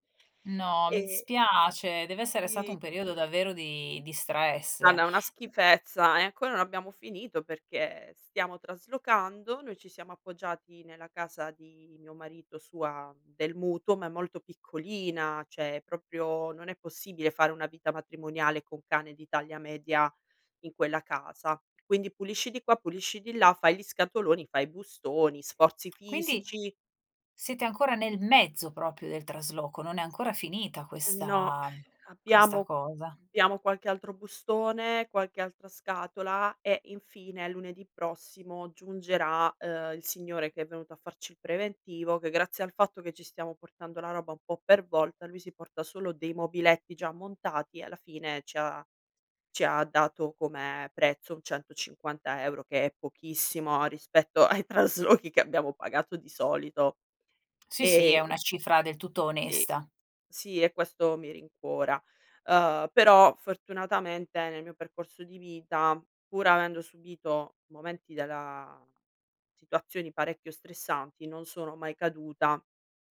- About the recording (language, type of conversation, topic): Italian, advice, Come posso gestire il senso di colpa dopo un’abbuffata occasionale?
- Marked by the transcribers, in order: "proprio" said as "propio"; tapping; "proprio" said as "propio"; sigh; "abbiamo" said as "biamo"; laughing while speaking: "ai traslochi"; other background noise